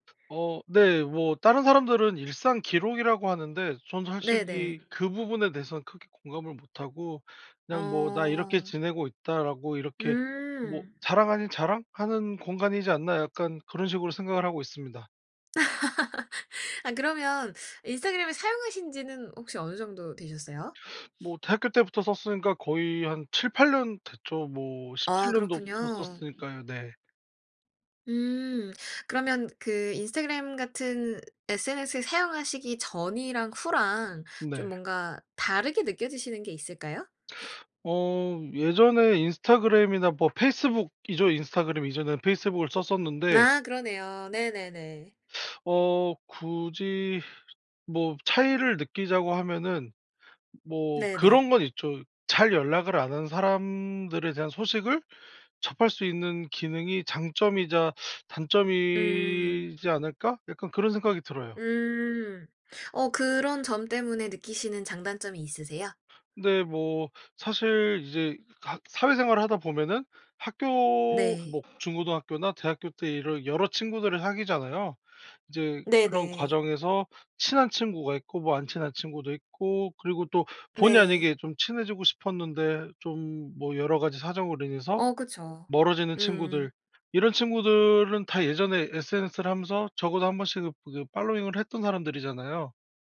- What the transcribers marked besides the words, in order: other background noise; laugh; sniff; in English: "팔로잉을"
- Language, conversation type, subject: Korean, podcast, SNS가 일상에 어떤 영향을 준다고 보세요?